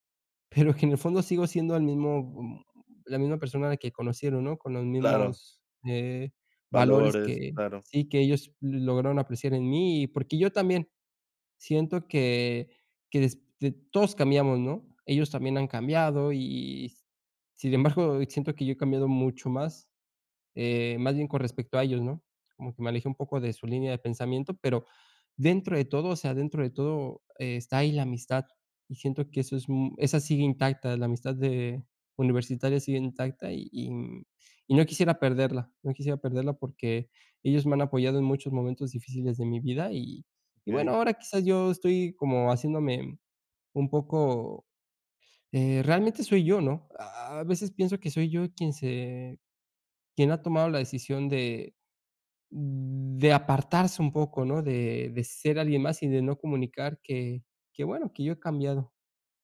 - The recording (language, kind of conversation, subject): Spanish, advice, ¿Cómo puedo ser más auténtico sin perder la aceptación social?
- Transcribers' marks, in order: none